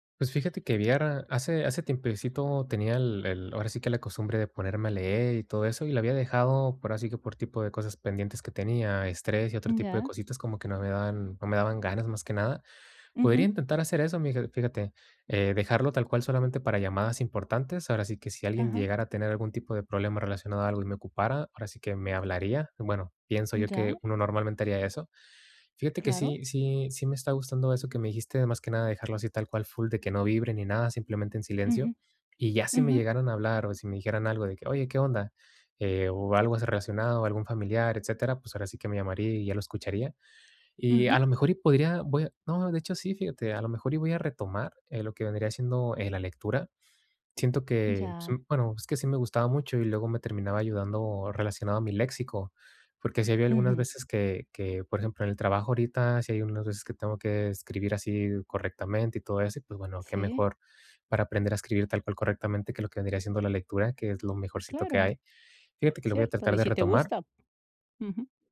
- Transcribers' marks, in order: unintelligible speech; in English: "full"
- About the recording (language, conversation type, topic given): Spanish, advice, ¿Cómo puedo limitar el uso del celular por la noche para dormir mejor?